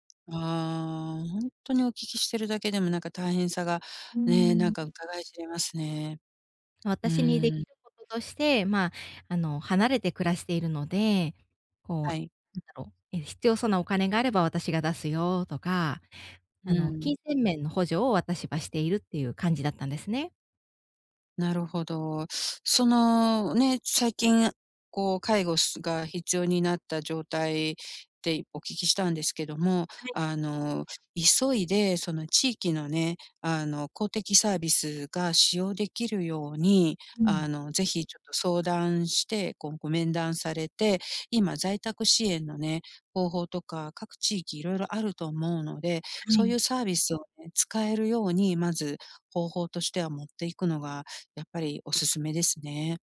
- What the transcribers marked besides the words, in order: other background noise
- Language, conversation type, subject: Japanese, advice, 介護と仕事をどのように両立すればよいですか？